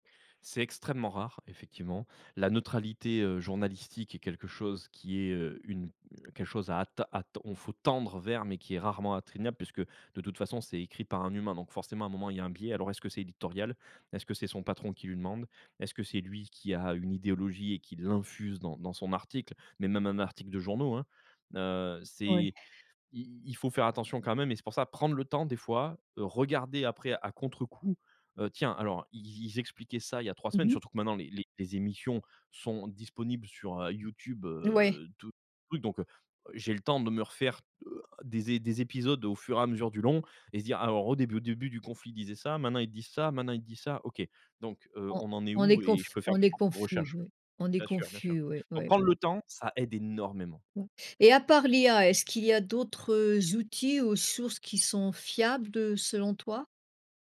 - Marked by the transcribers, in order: tapping; "atteignable" said as "attreignable"
- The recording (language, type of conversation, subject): French, podcast, Comment vérifies-tu une information avant de la partager ?